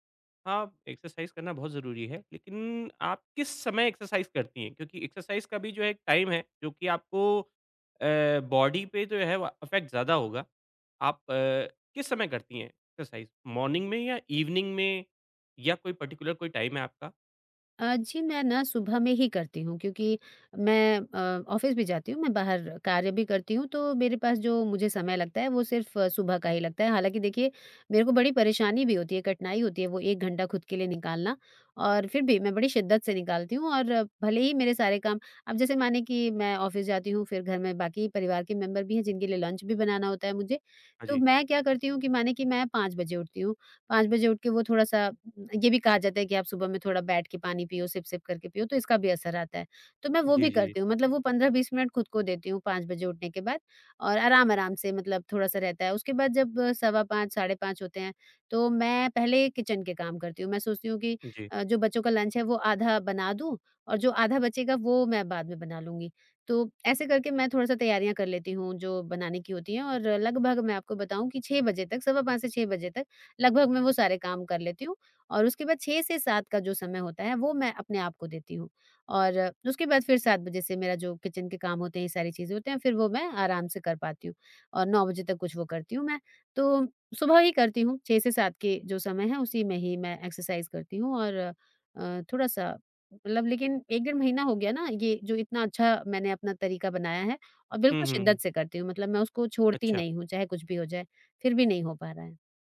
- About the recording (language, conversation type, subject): Hindi, advice, कसरत के बाद प्रगति न दिखने पर निराशा
- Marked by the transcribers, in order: in English: "एक्सरसाइज़"; in English: "एक्सरसाइज़"; in English: "एक्सरसाइज़"; in English: "टाइम"; in English: "बॉडी"; in English: "अफ़ेक्ट"; in English: "एक्सरसाइज़, मॉर्निंग"; in English: "ईवनिंग"; in English: "पर्टिक्युलर"; in English: "टाइम"; in English: "ऑफ़िस"; tapping; in English: "ऑफ़िस"; in English: "मेंबर"; in English: "लंच"; in English: "सिप-सिप"; in English: "किचन"; in English: "लंच"; in English: "किचन"; in English: "एक्सरसाइज़"